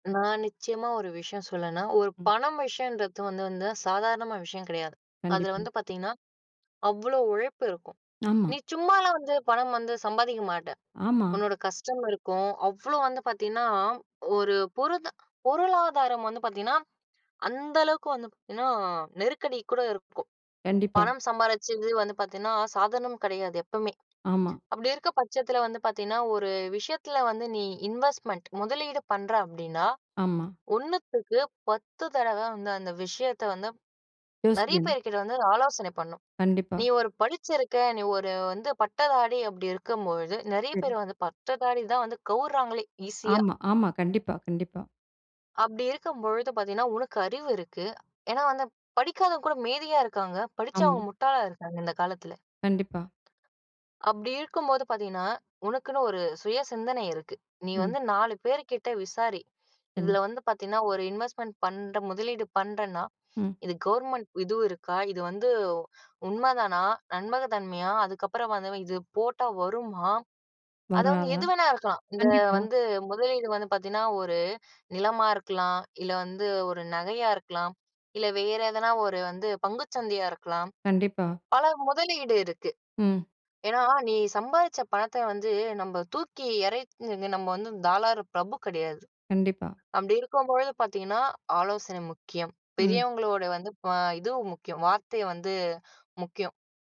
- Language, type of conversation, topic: Tamil, podcast, நீங்கள் செய்யும் விஷயத்தை உங்கள் நண்பர்களும் குடும்பத்தாரும் எப்படி பார்க்கிறார்கள்?
- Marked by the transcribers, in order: in English: "இன்வெஸ்ட்மெண்ட்"; other background noise; in English: "இன்வெஸ்ட்மெண்ட்"; "நம்பக" said as "நண்பக"; "தாராள" said as "தாளாரு"